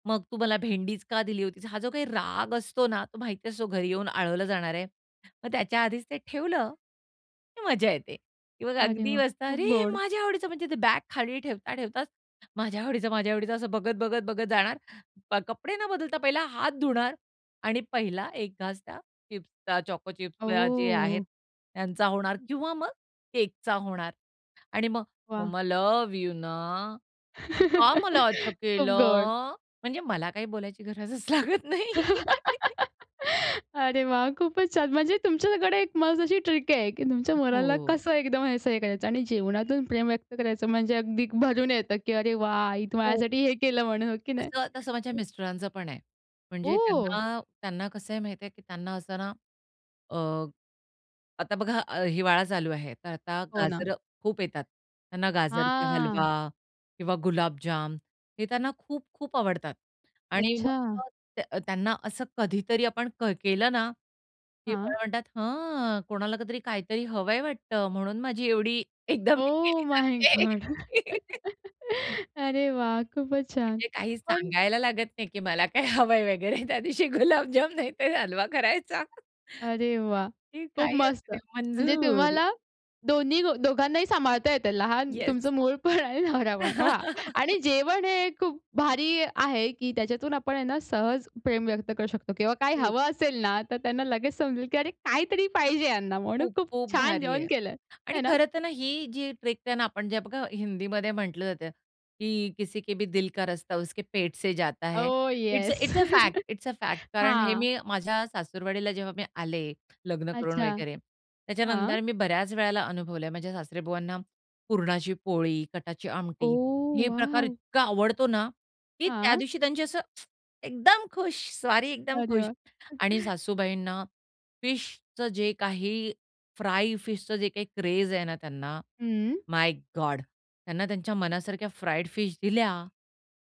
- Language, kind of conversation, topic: Marathi, podcast, प्रेम व्यक्त करण्यासाठी जेवणाचा उपयोग कसा केला जातो?
- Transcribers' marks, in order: other background noise; laugh; put-on voice: "मम्मा लव्ह यू ना, का मला असं केलं?"; laugh; in English: "ट्रिक"; horn; tapping; in English: "ओह माय गॉड!"; laugh; laughing while speaking: "हवंय वगैरे त्या दिवशी गुलाबजाम नाही तर हलवा करायचा"; chuckle; drawn out: "मंजूर"; laugh; in English: "ट्रिक"; in Hindi: "किसी के भी दिल का रस्ता उसके पेट से जाता है"; in English: "इटस् अ फॅक्ट, इटस् अ फॅक्ट"; chuckle; lip smack; in English: "क्रेझ"; in English: "माय गॉड"